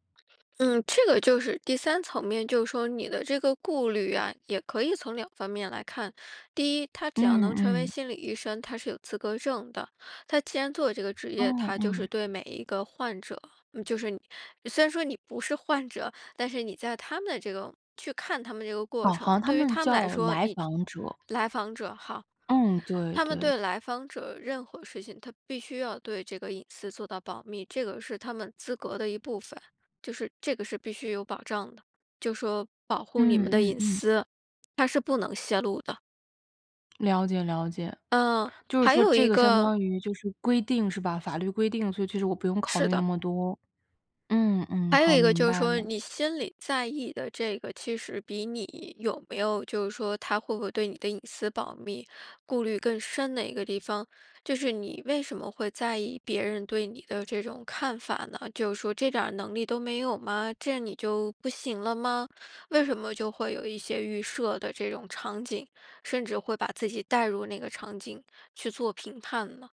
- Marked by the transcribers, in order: other background noise; tapping; other noise
- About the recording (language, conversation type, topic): Chinese, advice, 我想寻求心理帮助却很犹豫，该怎么办？